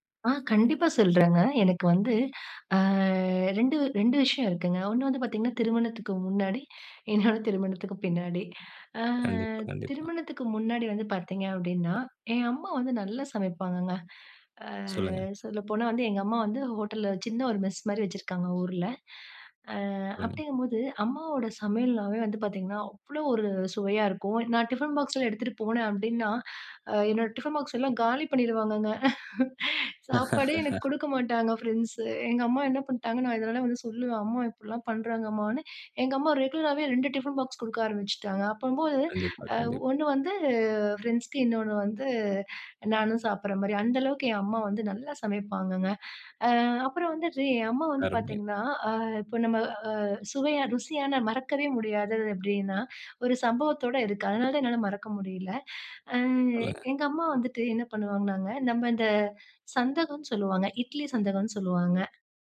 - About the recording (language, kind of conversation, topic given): Tamil, podcast, ஒரு குடும்பம் சார்ந்த ருசியான சமையல் நினைவு அல்லது கதையைப் பகிர்ந்து சொல்ல முடியுமா?
- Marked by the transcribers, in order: laughing while speaking: "இன்னொன்னு"; laughing while speaking: "பண்ணிருவாங்கங்க"; laugh